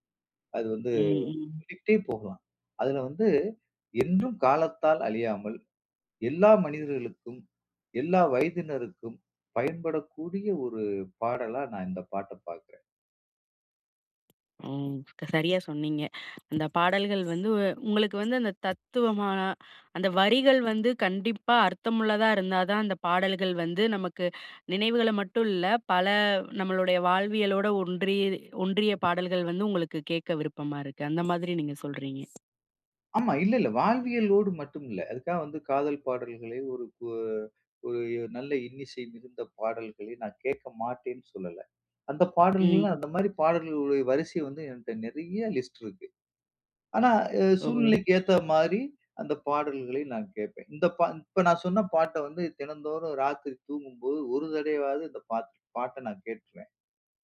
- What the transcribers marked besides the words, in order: other noise; other background noise; tapping; in English: "லிஸ்ட்"
- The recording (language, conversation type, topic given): Tamil, podcast, நினைவுகளை மீண்டும் எழுப்பும் ஒரு பாடலைப் பகிர முடியுமா?